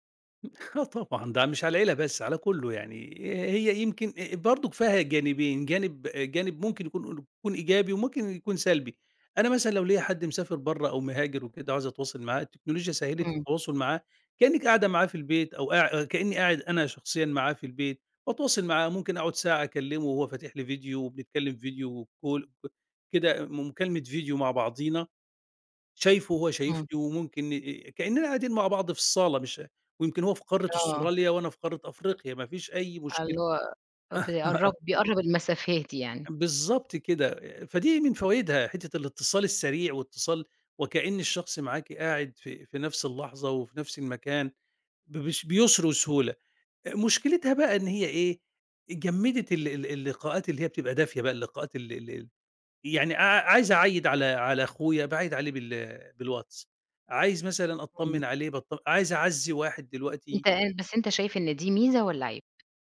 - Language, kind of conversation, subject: Arabic, podcast, إزاي شايف تأثير التكنولوجيا على ذكرياتنا وعلاقاتنا العائلية؟
- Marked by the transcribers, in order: laughing while speaking: "آه طبعًا"; in English: "وcall"; chuckle